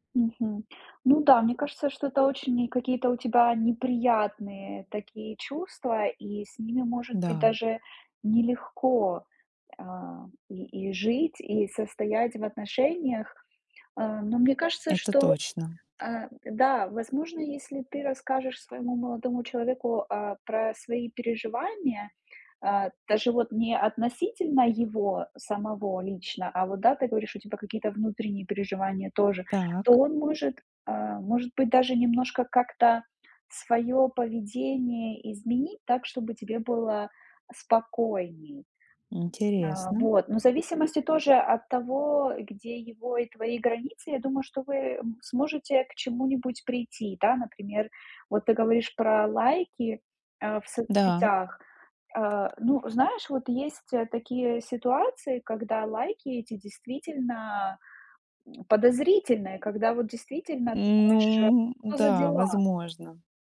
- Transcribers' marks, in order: none
- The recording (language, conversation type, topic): Russian, advice, Как справиться с подозрениями в неверности и трудностями с доверием в отношениях?